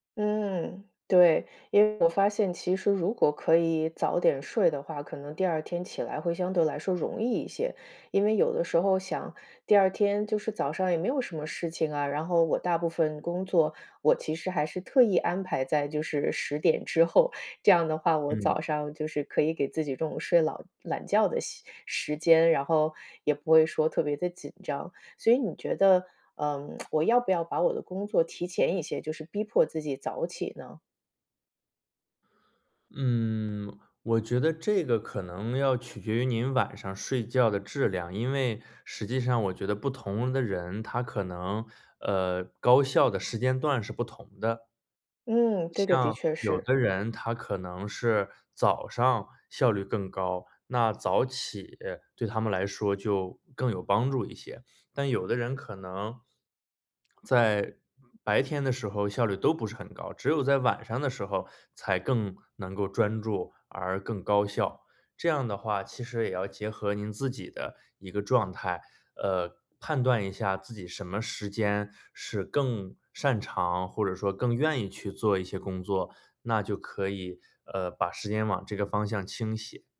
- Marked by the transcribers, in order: tsk
- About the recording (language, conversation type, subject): Chinese, advice, 为什么我很难坚持早睡早起的作息？